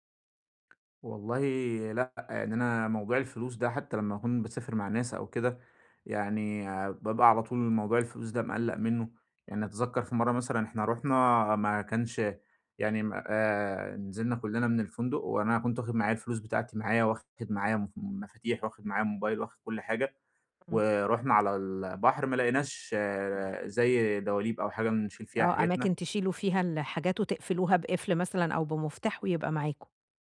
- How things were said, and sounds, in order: tapping
- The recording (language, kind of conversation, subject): Arabic, advice, إزاي أتنقل بأمان وثقة في أماكن مش مألوفة؟